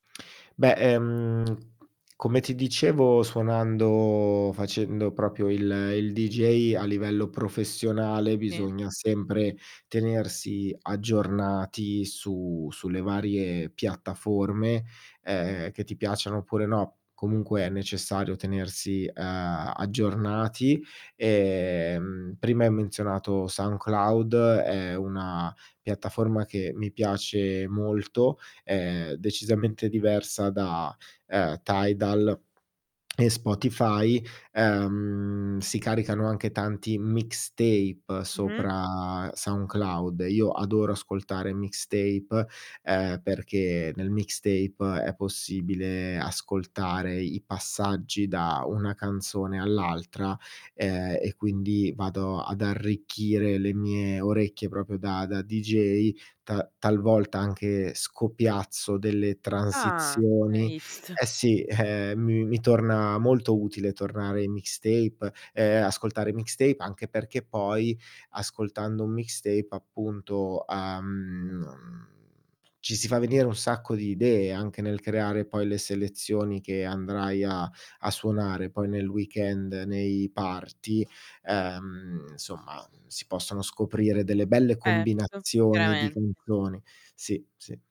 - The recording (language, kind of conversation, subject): Italian, podcast, Come scegli la musica da inserire nella tua playlist?
- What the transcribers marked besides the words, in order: static; drawn out: "Ehm"; drawn out: "Ehm"; in English: "mixtape"; in English: "mixtape"; in English: "mixtape"; chuckle; drawn out: "Ah"; laughing while speaking: "visto"; in English: "mixtape"; in English: "mixtape"; in English: "mixtape"; in English: "party"; tapping; distorted speech